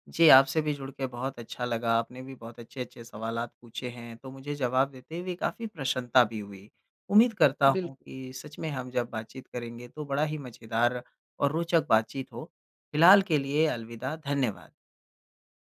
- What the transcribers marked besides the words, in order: none
- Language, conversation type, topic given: Hindi, podcast, बच्चों का स्क्रीन समय सीमित करने के व्यावहारिक तरीके क्या हैं?